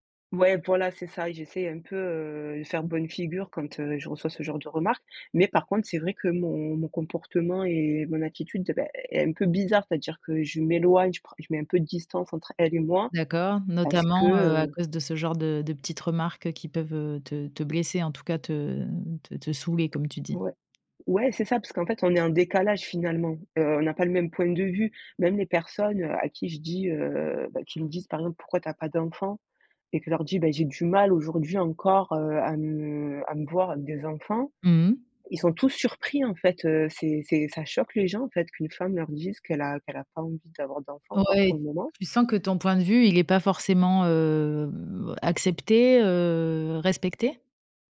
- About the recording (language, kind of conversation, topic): French, podcast, Quels critères prends-tu en compte avant de décider d’avoir des enfants ?
- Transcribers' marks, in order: tapping; other background noise; drawn out: "hem"